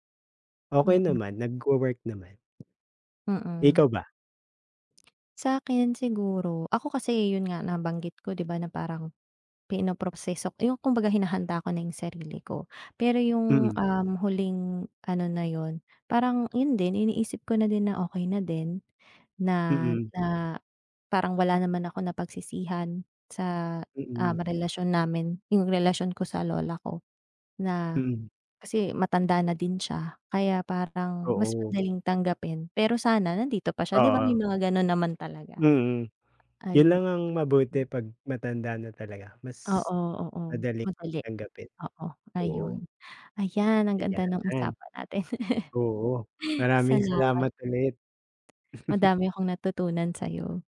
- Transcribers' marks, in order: tapping; chuckle; wind; chuckle
- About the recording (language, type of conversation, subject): Filipino, unstructured, Paano mo tinutulungan ang sarili mong harapin ang panghuling paalam?